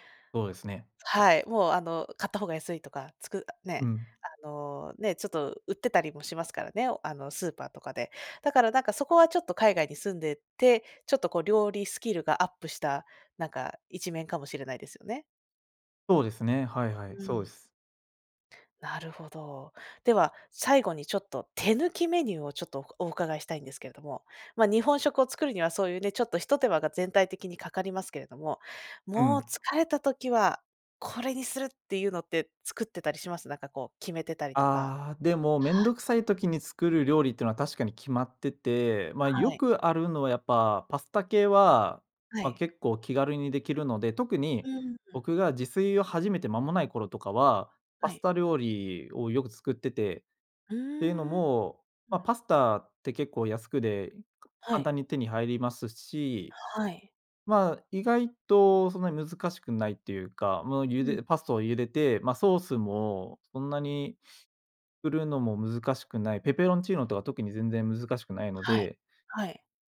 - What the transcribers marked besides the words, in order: other background noise; other noise; "パスタ" said as "パスト"
- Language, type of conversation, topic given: Japanese, podcast, 普段、食事の献立はどのように決めていますか？